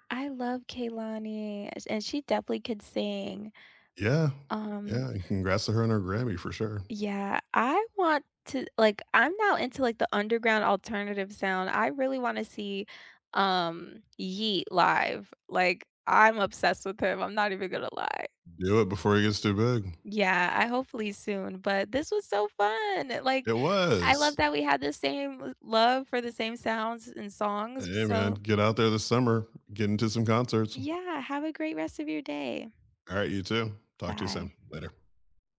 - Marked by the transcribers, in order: background speech
- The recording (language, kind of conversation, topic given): English, unstructured, What live performance moments—whether you were there in person or watching live on screen—gave you chills, and what made them unforgettable?